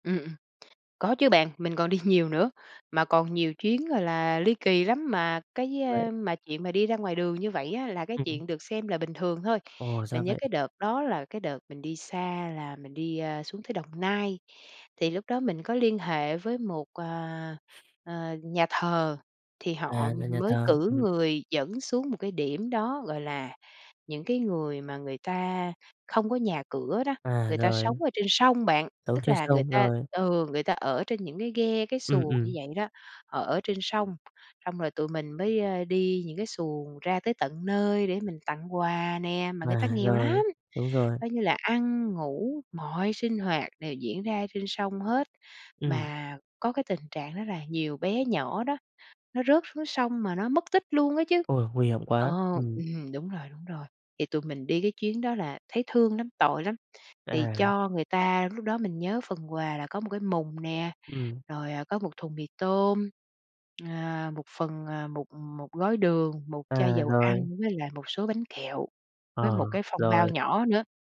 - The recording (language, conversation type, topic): Vietnamese, podcast, Bạn có thể kể về lần bạn làm một điều tử tế và nhận lại một điều bất ngờ không?
- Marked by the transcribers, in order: tapping; laughing while speaking: "nhiều"; other background noise